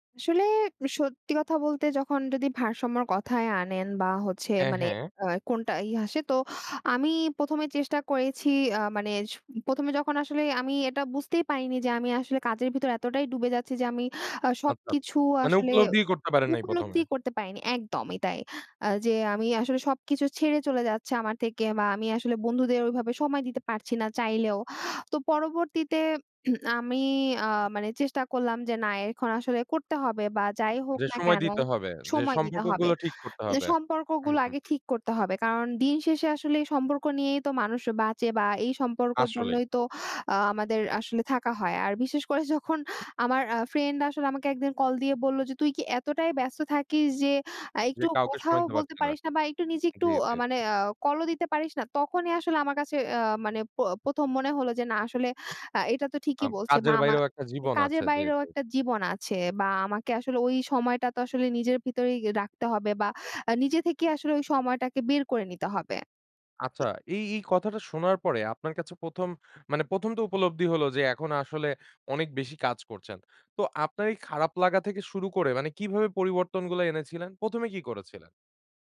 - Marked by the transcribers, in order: "আসে" said as "হাসে"; tapping
- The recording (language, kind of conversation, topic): Bengali, podcast, কাজ ও ব্যক্তিগত জীবনের মধ্যে ভারসাম্য আপনি কীভাবে বজায় রাখেন?